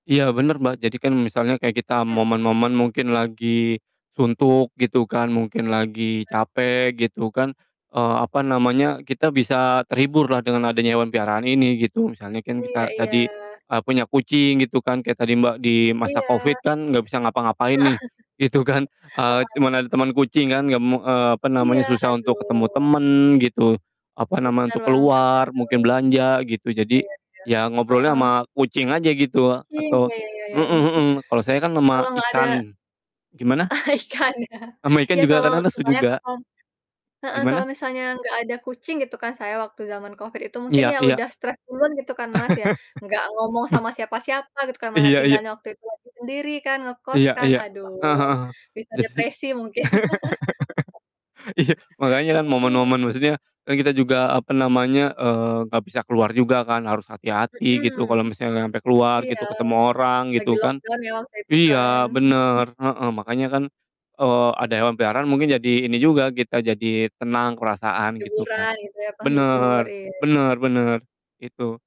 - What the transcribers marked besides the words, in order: distorted speech; unintelligible speech; other background noise; laughing while speaking: "Heeh"; chuckle; laughing while speaking: "gitu kan"; laughing while speaking: "Ah, ikan ya"; unintelligible speech; "lesu" said as "nesu"; laugh; laugh; laugh; in English: "lockdown"
- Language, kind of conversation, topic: Indonesian, unstructured, Apa momen paling mengharukan yang pernah kamu alami bersama hewan peliharaanmu?